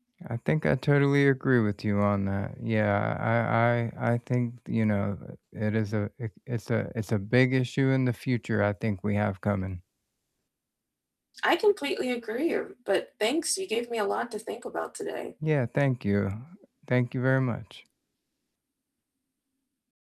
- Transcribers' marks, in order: tapping
- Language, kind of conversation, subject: English, unstructured, How do you feel about the amount of personal data companies collect?
- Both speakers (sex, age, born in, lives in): female, 35-39, United States, United States; male, 45-49, United States, United States